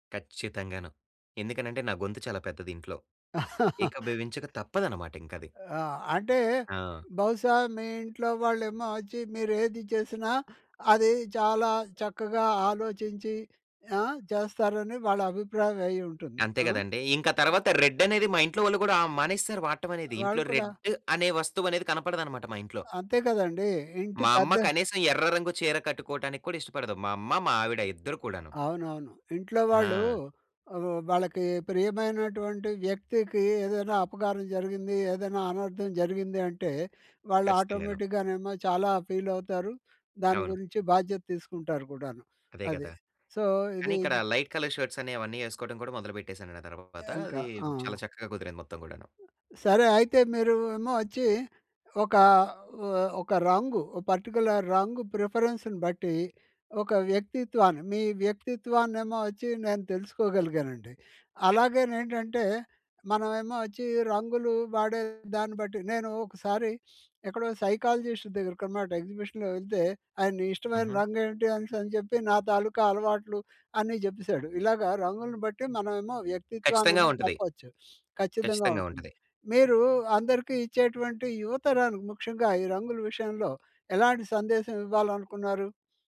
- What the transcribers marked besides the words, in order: laugh; "ఏకీభవించక" said as "ఏకభవించక"; other background noise; in English: "రెడ్"; in English: "ఆటోమేటిక్‌గానేమో"; in English: "సో"; in English: "లైట్ కలర్"; in English: "పర్టిక్యులర్"; in English: "ప్రిఫరెన్స్‌ను"; sniff; in English: "సైకాలజిస్ట్"; in English: "ఎగ్జిబిషన్‌లో"
- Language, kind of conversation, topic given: Telugu, podcast, రంగులు మీ వ్యక్తిత్వాన్ని ఎలా వెల్లడిస్తాయనుకుంటారు?